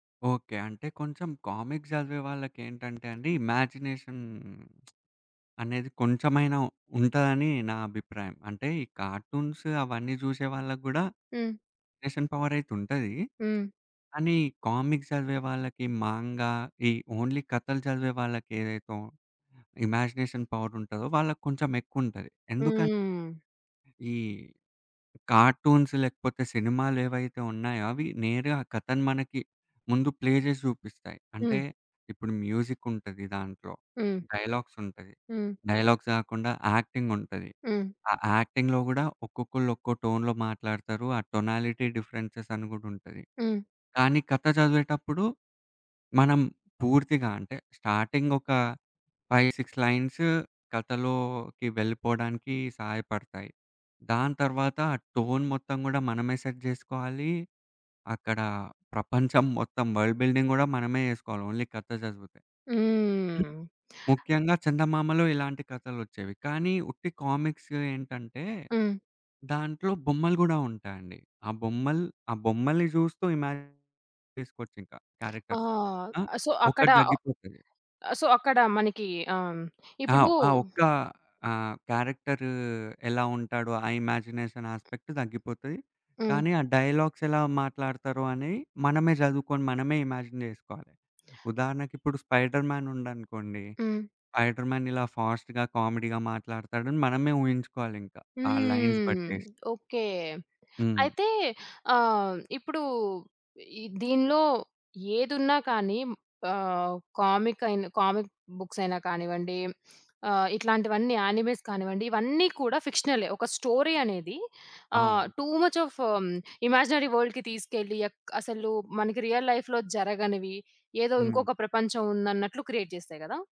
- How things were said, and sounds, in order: tapping; in English: "కామిక్స్"; in English: "ఇమాజినేషన్"; lip smack; in English: "కార్టూన్స్"; in English: "ఇమాజినేషన్"; in English: "కామెక్స్"; in English: "ఓన్లీ"; in English: "ఇమాజినేషన్"; other background noise; in English: "కార్టూన్స్"; in English: "ప్లే"; in English: "డైలాగ్స్"; in English: "డైలాగ్స్"; in English: "యాక్టింగ్‌లో"; in English: "టోన్‌లో"; in English: "టొనాలిటీ డిఫరెన్సెస్"; in English: "ఫైవ్ సిక్స్ లైన్స్"; in English: "టోన్"; in English: "సెట్"; in English: "వరల్డ్ బిల్డింగ్"; in English: "ఓన్లీ"; in English: "కామిక్స్"; in English: "ఇమాజిన్"; in English: "క్యారెక్టర్స్‌ని"; in English: "సో"; in English: "సో"; in English: "ఇమాజినేషన్ యాస్పెక్ట్"; in English: "డైలాగ్స్"; in English: "ఇమాజిన్"; horn; in English: "ఫాస్ట్‌గా"; in English: "లైన్స్"; in English: "కామిక్ బుక్స్"; sniff; in English: "యానిమేల్స్"; in English: "స్టోరీ"; in English: "టూ మచ్ ఆఫ్"; in English: "ఇమాజినరీ వరల్డ్‌కి"; in English: "రియల్ లైఫ్‌లో"; in English: "క్రియేట్"
- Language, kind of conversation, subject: Telugu, podcast, కామిక్స్ లేదా కార్టూన్‌లలో మీకు ఏది ఎక్కువగా నచ్చింది?